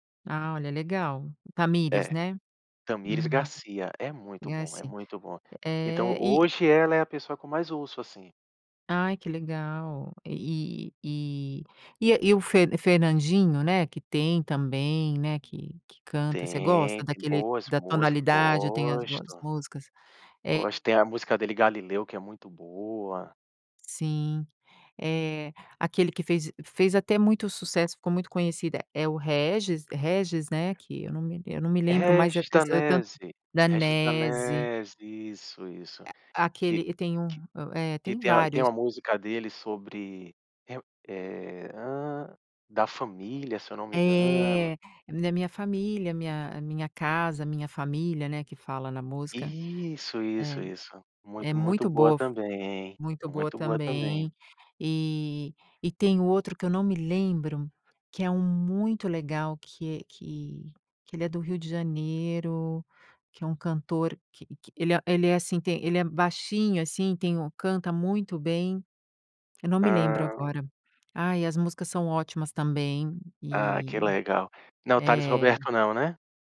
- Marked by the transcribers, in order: tapping
- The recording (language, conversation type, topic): Portuguese, podcast, O que faz você sentir que uma música é sua?